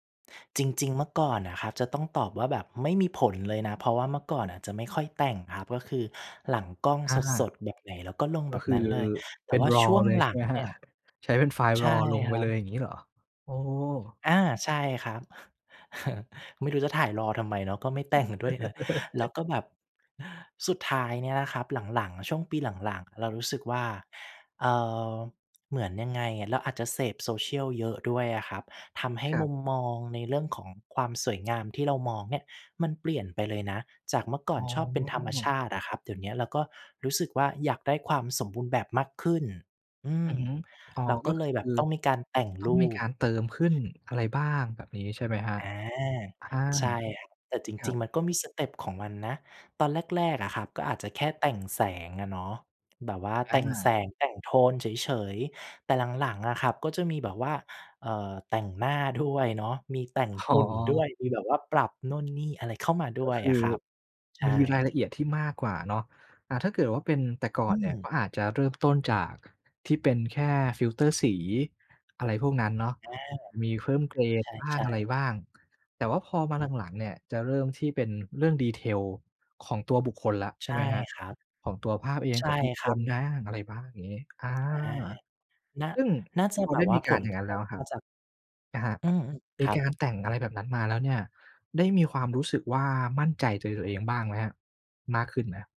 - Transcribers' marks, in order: in English: "raw"; chuckle; in English: "raw"; chuckle; in English: "raw"; laughing while speaking: "แต่งด้วยเนอะ"; chuckle; laughing while speaking: "ด้วย"; "เพิ่ม" said as "เฟิ่ม"; in English: "detail"
- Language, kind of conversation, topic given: Thai, podcast, ฟิลเตอร์และการแต่งรูปส่งผลต่อความมั่นใจของคุณอย่างไร?